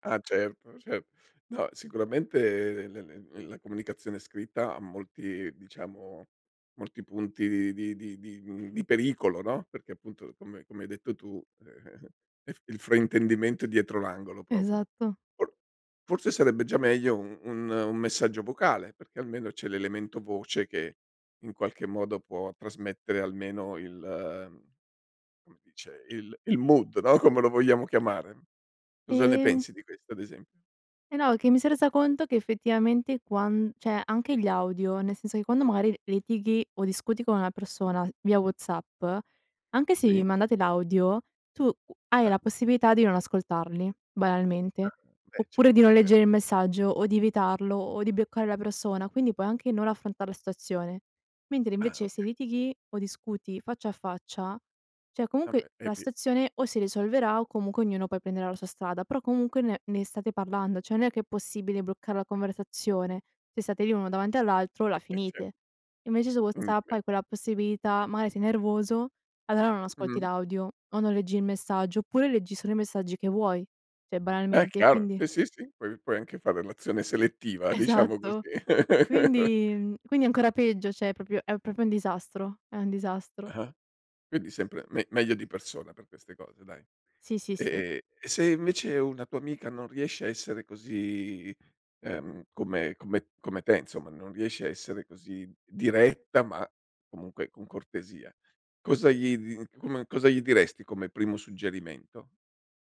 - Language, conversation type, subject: Italian, podcast, Perché la chiarezza nelle parole conta per la fiducia?
- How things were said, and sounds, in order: door; "proprio" said as "propi"; in English: "mood"; "cioè" said as "ceh"; "bloccare" said as "bioccare"; "cioè" said as "ceh"; "cioè" said as "ceh"; unintelligible speech; "cioè" said as "ceh"; laughing while speaking: "Esatto"; laugh; "cioè" said as "ceh"; "proprio" said as "propio"